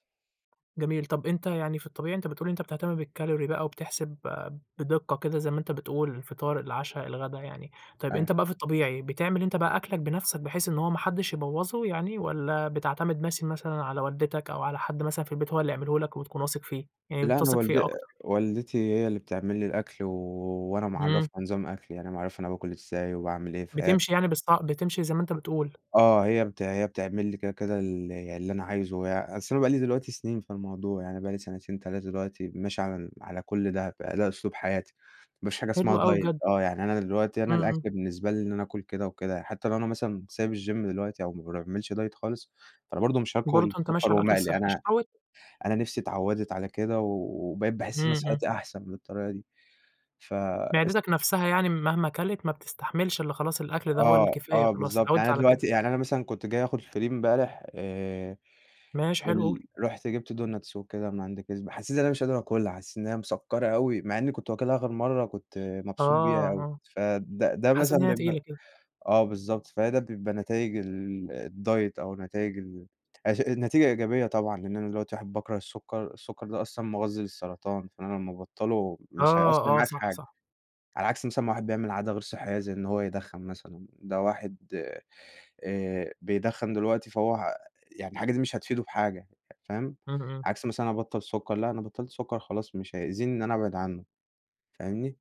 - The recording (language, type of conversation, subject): Arabic, podcast, إيه عادات الأكل الصحية اللي بتلتزم بيها؟
- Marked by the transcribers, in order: tapping; in English: "بالCalorie"; unintelligible speech; other background noise; in English: "diet"; horn; in English: "الGym"; in English: "diet"; in English: "الFree"; in English: "Donuts"; in English: "الdiet"